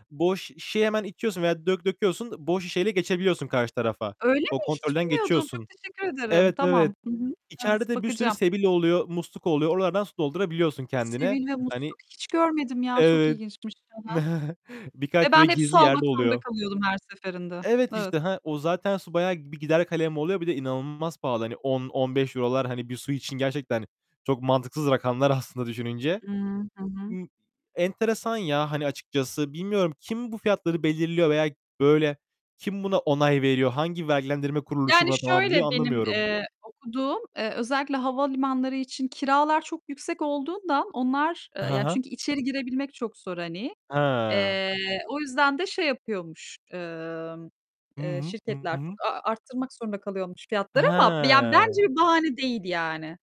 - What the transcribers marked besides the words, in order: distorted speech; surprised: "Öyle mi? Hiç bilmiyordum"; other background noise; chuckle
- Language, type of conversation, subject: Turkish, unstructured, Turistik bölgelerde fiyatların çok yüksek olması hakkında ne düşünüyorsun?